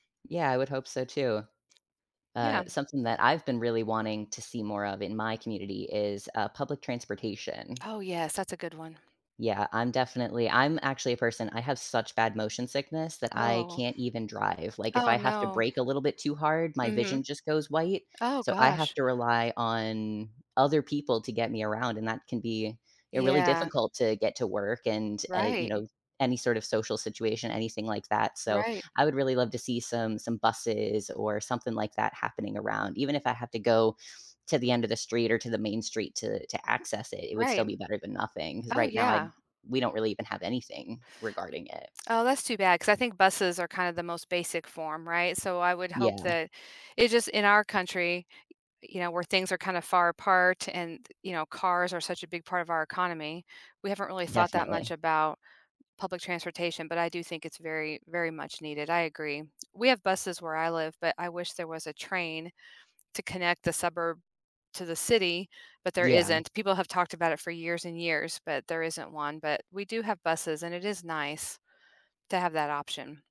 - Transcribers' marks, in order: tapping
- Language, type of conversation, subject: English, unstructured, How can local governments better serve the needs of their communities?
- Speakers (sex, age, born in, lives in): female, 55-59, United States, United States; male, 25-29, United States, United States